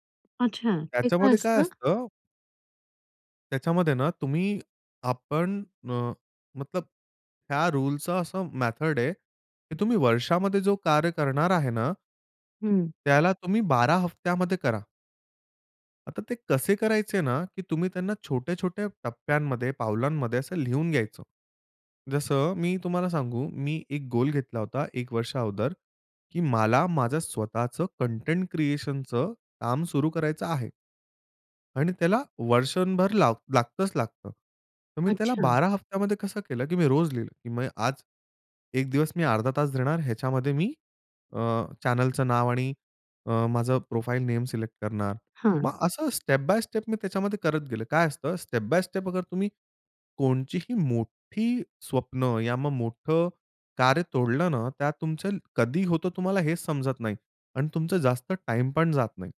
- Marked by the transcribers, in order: "वर्षभर" said as "वर्षोनभर"; in English: "चॅनेलचं"; in English: "प्रोफाइल नेम सिलेक्ट"; in English: "स्टेप बाय स्टेप"; in English: "स्टेप बाय स्टेप"; other background noise; unintelligible speech
- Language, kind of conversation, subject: Marathi, podcast, स्वतःला ओळखण्याचा प्रवास कसा होता?